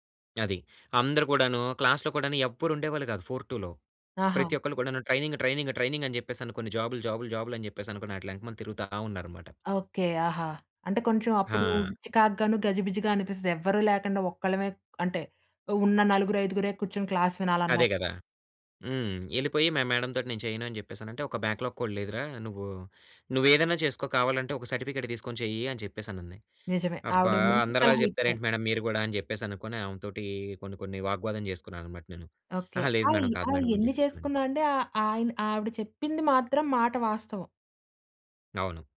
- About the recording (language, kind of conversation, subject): Telugu, podcast, నువ్వు నీ పనికి చిన్న లక్ష్యాలు పెట్టుకుంటావా, అవి నీకు ఎలా ఉపయోగపడతాయి?
- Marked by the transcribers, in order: in English: "క్లాస్‌లో"; in English: "ఫోర్ టూలో"; in English: "ట్రైనింగ్ ట్రైనింగ్ ట్రైనింగ్"; in English: "క్లాస్"; in English: "మేడం"; in English: "బ్యాక్‌లాగ్"; in English: "సర్టిఫికేట్"; in English: "మేడం"; in English: "మేడం"; in English: "మేడం"